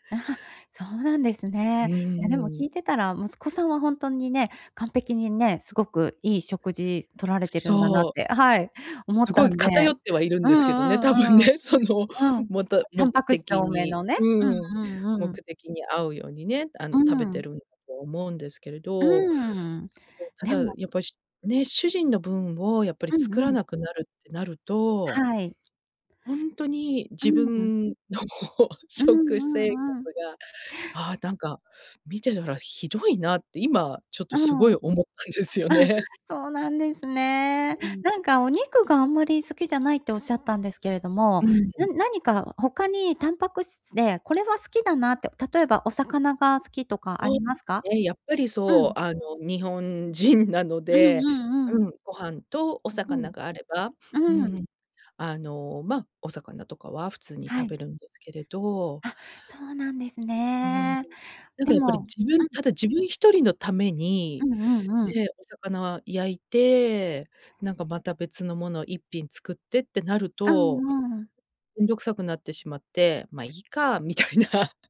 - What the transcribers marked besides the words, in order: chuckle; other background noise; laughing while speaking: "多分ね。その"; laughing while speaking: "自分の食生活が"; laughing while speaking: "思ったんですよね"; laughing while speaking: "みたいな"
- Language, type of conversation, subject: Japanese, advice, 毎日の健康的な食事を習慣にするにはどうすればよいですか？
- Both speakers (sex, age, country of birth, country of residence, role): female, 50-54, Japan, Japan, advisor; female, 50-54, Japan, United States, user